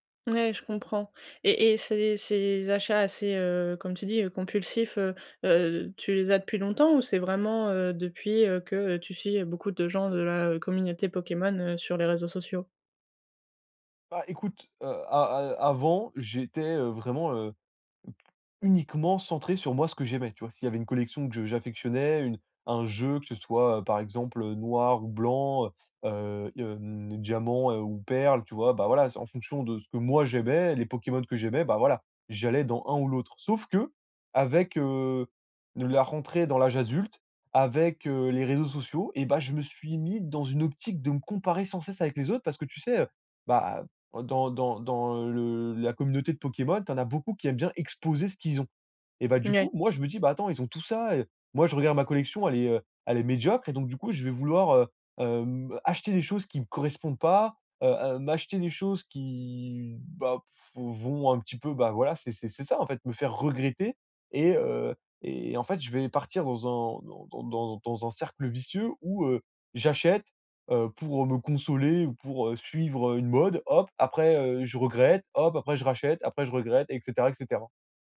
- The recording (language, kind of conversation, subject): French, advice, Comment puis-je arrêter de me comparer aux autres lorsque j’achète des vêtements et que je veux suivre la mode ?
- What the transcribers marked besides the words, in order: other background noise